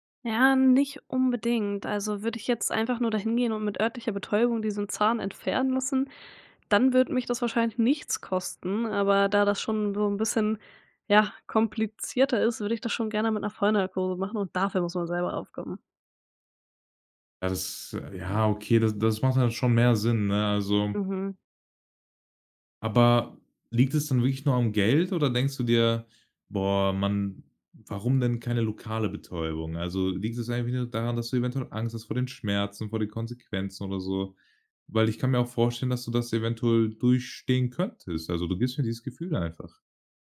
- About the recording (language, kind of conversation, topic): German, podcast, Kannst du von einer Situation erzählen, in der du etwas verlernen musstest?
- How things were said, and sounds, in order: none